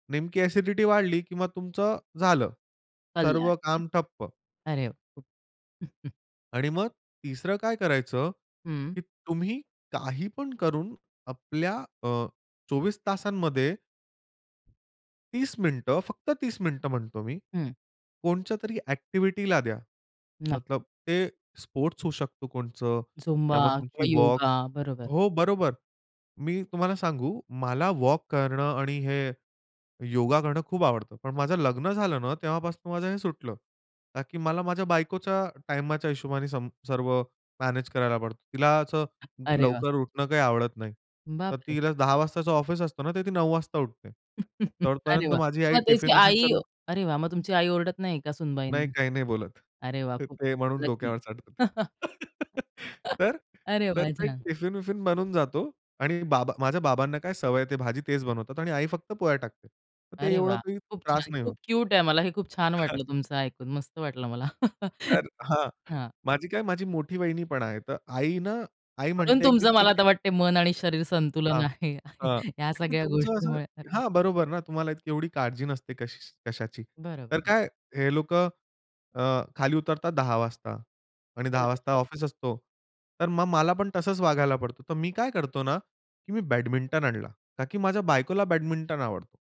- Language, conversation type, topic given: Marathi, podcast, तुम्ही मन आणि शरीर संतुलित ठेवण्यासाठी दिवसाची सुरुवात कशी करता?
- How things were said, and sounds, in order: chuckle; tapping; other noise; "कोणतं" said as "कोणचं"; other background noise; chuckle; laugh; chuckle; laughing while speaking: "हां"; chuckle; chuckle